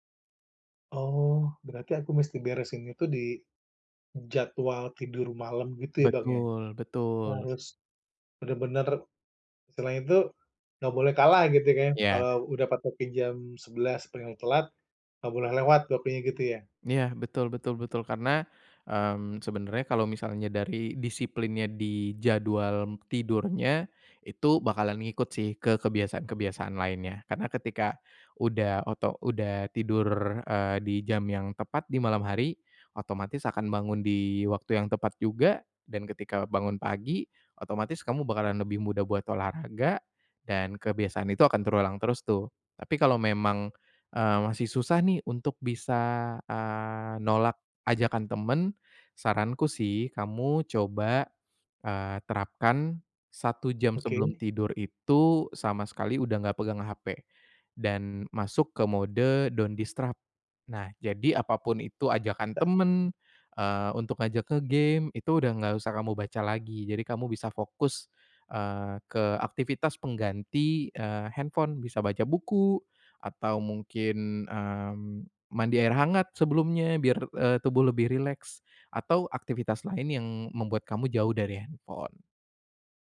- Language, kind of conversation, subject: Indonesian, advice, Bagaimana cara membangun kebiasaan disiplin diri yang konsisten?
- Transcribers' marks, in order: in English: "don't disturb"